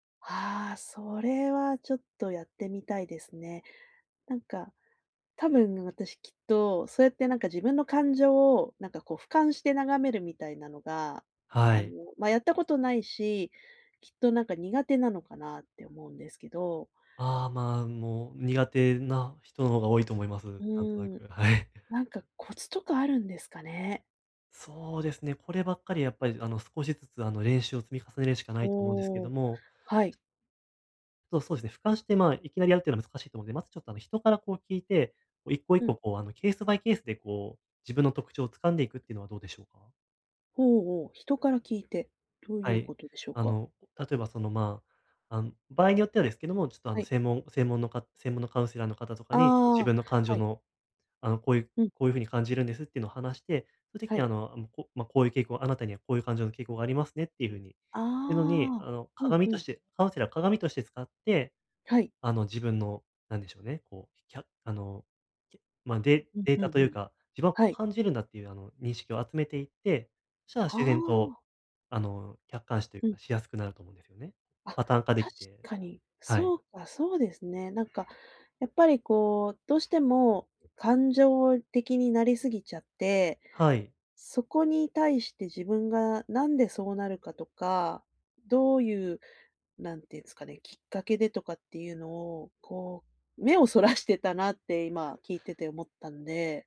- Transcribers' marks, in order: laughing while speaking: "はい"; other noise
- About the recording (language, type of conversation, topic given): Japanese, advice, 感情が激しく揺れるとき、どうすれば受け入れて落ち着き、うまくコントロールできますか？